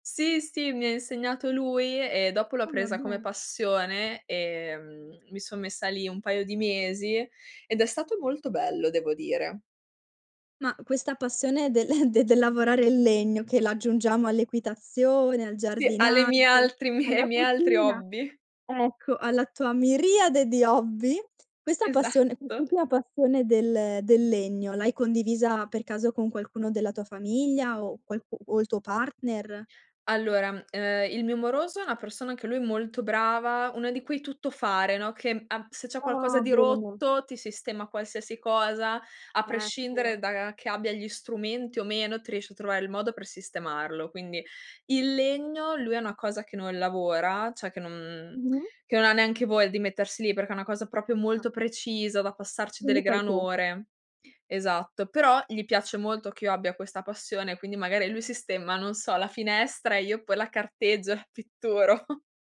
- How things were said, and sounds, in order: chuckle; laughing while speaking: "mi"; other background noise; laughing while speaking: "Esatto"; "Certo" said as "cetto"; "cioè" said as "ceh"; "proprio" said as "propio"; laughing while speaking: "pitturo"; chuckle
- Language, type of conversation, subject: Italian, podcast, Come trovi l'equilibrio tra lavoro e vita privata oggi?